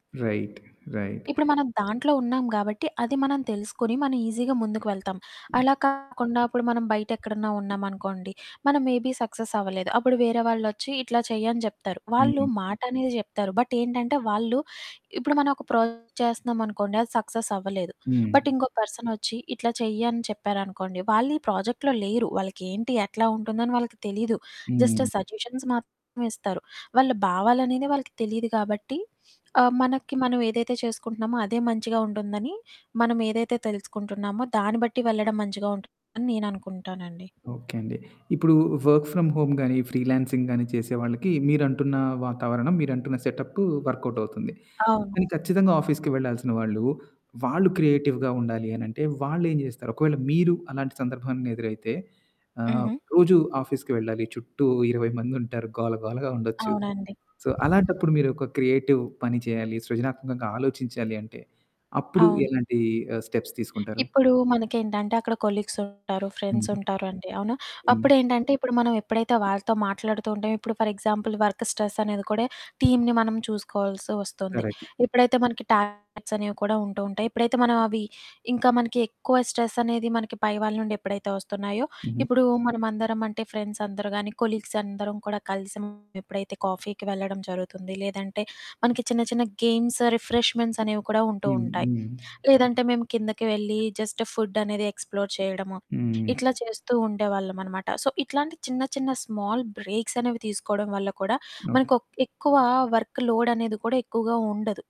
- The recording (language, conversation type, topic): Telugu, podcast, వాతావరణాన్ని మార్చుకుంటే సృజనాత్మకత మరింత ఉత్తేజితమవుతుందా?
- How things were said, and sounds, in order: in English: "రైట్. రైట్"; in English: "ఈజీగా"; other background noise; distorted speech; in English: "మేబీ"; static; in English: "బట్"; in English: "ప్రాజెక్ట్"; in English: "బట్"; in English: "ప్రాజెక్ట్‌లో"; in English: "జస్ట్"; in English: "సజెషన్స్"; sniff; in English: "వర్క్ ఫ్రమ్ హోమ్"; in English: "ఫ్రీలాన్సింగ్"; in English: "ఆఫీస్‌కి"; in English: "క్రియేటివ్‌గా"; in English: "ఆఫీస్‌కి"; laughing while speaking: "మందుంటారు, గోల గోలగా ఉండొచ్చు"; in English: "సో"; in English: "క్రియేటివ్"; in English: "స్టెప్స్"; in English: "ఫర్ ఎగ్జాంపుల్ వర్క్"; in English: "టీమ్‌ని"; in English: "కరక్ట్"; in English: "గేమ్స్"; in English: "జస్ట్"; in English: "ఎక్స్‌ప్లోర్"; in English: "సో"; in English: "స్మాల్"; in English: "వర్క్"